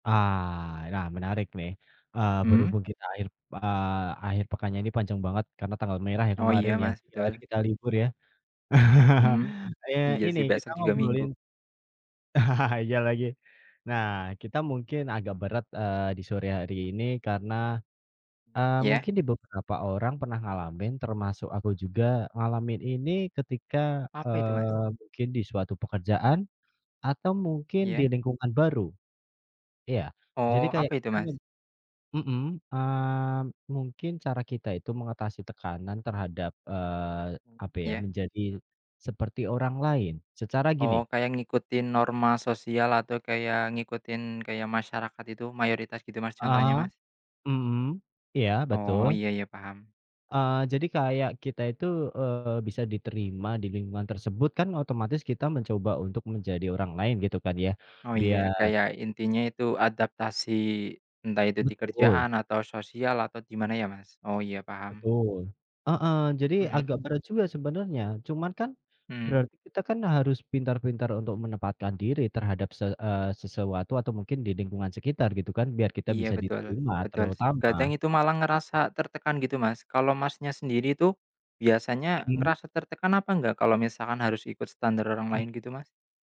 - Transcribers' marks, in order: chuckle; other background noise; tapping
- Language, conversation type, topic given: Indonesian, unstructured, Bagaimana cara kamu mengatasi tekanan untuk menjadi seperti orang lain?